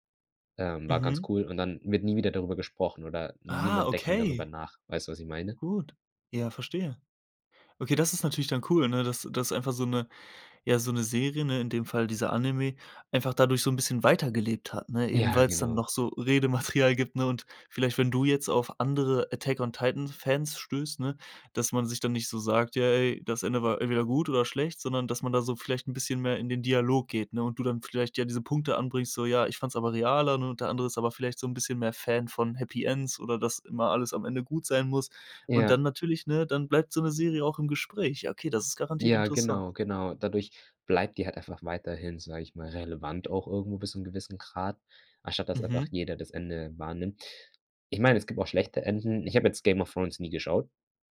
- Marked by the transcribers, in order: anticipating: "Ah, okay"
- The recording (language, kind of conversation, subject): German, podcast, Warum reagieren Fans so stark auf Serienenden?
- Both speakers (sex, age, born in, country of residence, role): male, 20-24, Germany, Germany, host; male, 25-29, Germany, Germany, guest